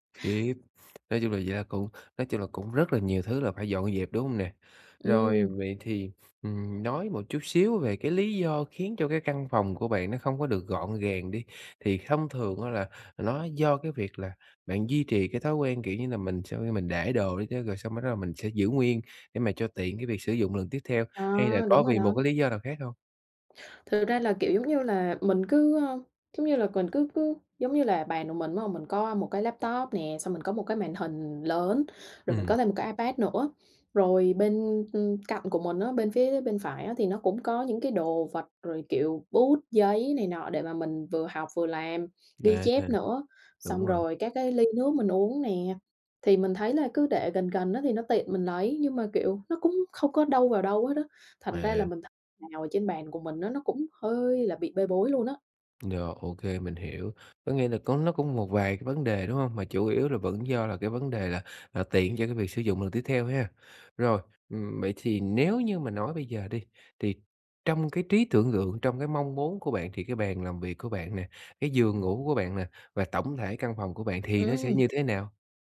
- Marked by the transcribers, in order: tapping; other background noise
- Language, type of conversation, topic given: Vietnamese, advice, Làm thế nào để duy trì thói quen dọn dẹp mỗi ngày?